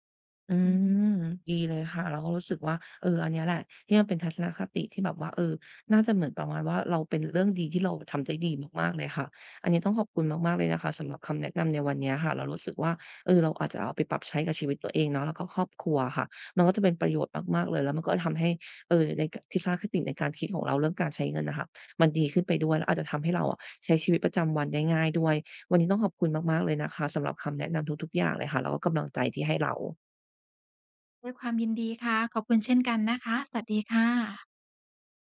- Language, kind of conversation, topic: Thai, advice, ฉันจะปรับทัศนคติเรื่องการใช้เงินให้ดีขึ้นได้อย่างไร?
- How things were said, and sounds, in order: none